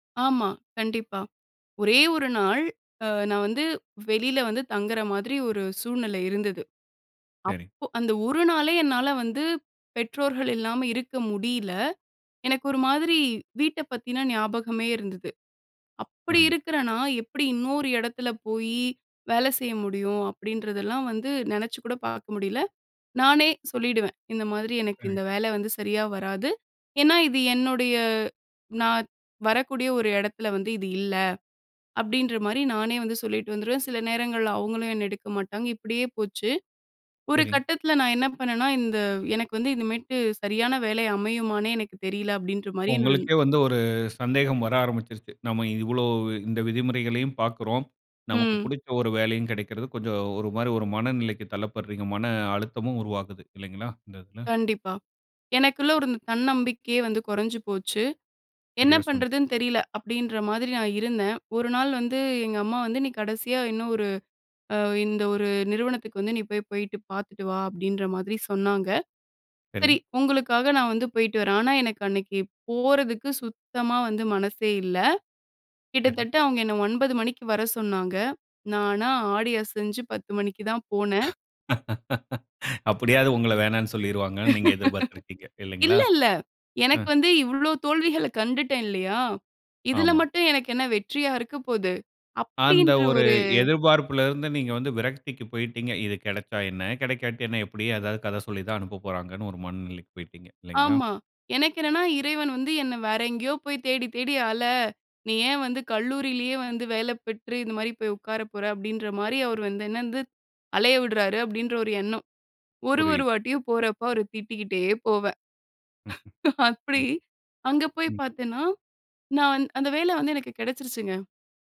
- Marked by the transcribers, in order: other noise; laugh; laugh; laugh
- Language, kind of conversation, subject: Tamil, podcast, உங்கள் முதல் வேலை அனுபவம் உங்கள் வாழ்க்கைக்கு இன்றும் எப்படி உதவுகிறது?